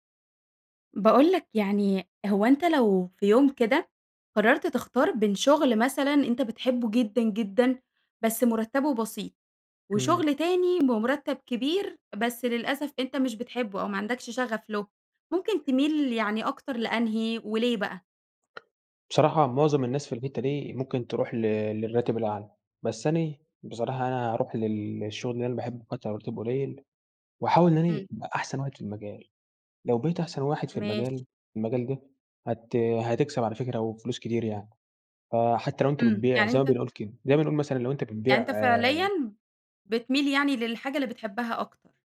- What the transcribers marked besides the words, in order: other background noise; tapping
- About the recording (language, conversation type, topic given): Arabic, podcast, إزاي تختار بين شغفك وبين مرتب أعلى؟